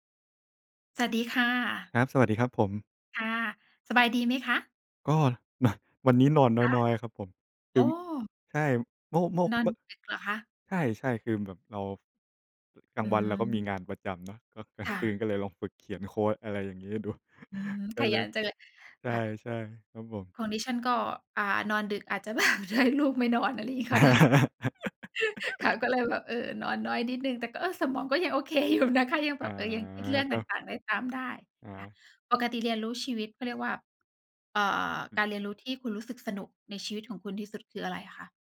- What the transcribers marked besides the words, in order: chuckle; laughing while speaking: "แบบ ลูกไม่นอน อะไรอย่างงี้ก็ได้"; laugh; laughing while speaking: "ยังโอเคอยู่นะคะ"
- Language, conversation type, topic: Thai, unstructured, การเรียนรู้ที่สนุกที่สุดในชีวิตของคุณคืออะไร?